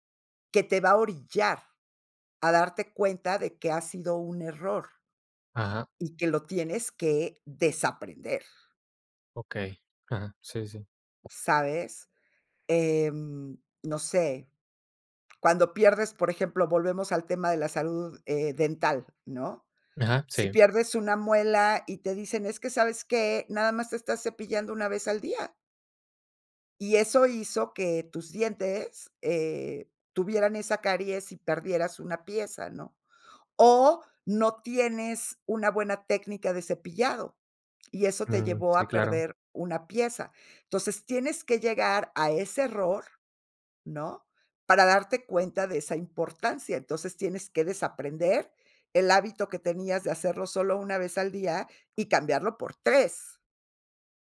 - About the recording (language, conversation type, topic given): Spanish, podcast, ¿Qué papel cumple el error en el desaprendizaje?
- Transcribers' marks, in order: other background noise